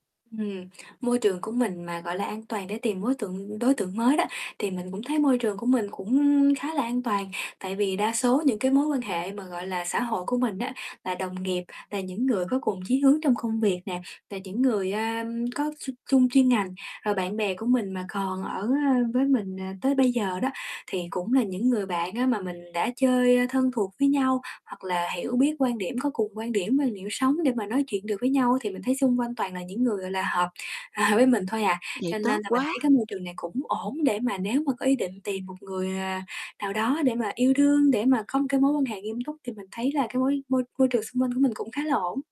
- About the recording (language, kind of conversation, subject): Vietnamese, advice, Làm sao để bắt đầu một mối quan hệ mới an toàn khi bạn sợ bị tổn thương lần nữa?
- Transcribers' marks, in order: static; tapping; distorted speech; laughing while speaking: "à"